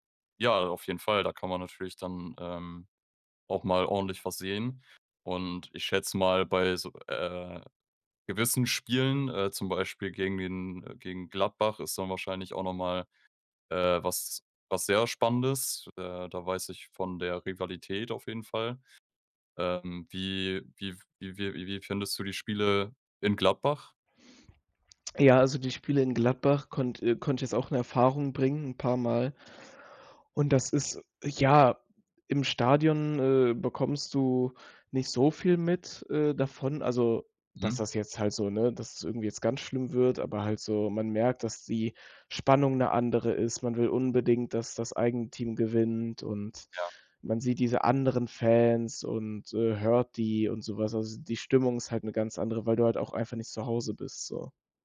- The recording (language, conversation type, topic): German, podcast, Wie hast du dein liebstes Hobby entdeckt?
- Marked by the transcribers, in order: none